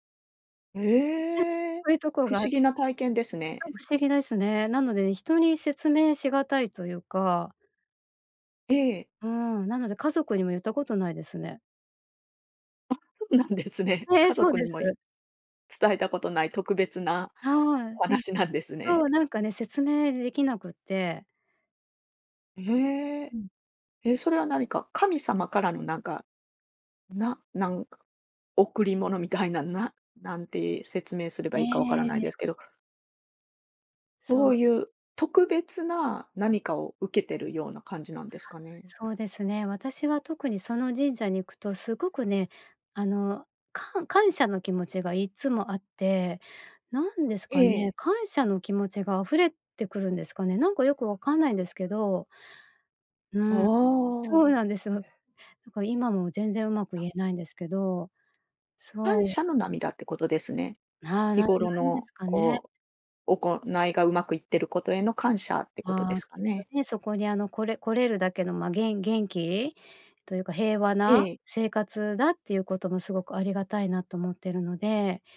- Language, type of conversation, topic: Japanese, podcast, 散歩中に見つけてうれしいものは、どんなものが多いですか？
- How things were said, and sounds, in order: other noise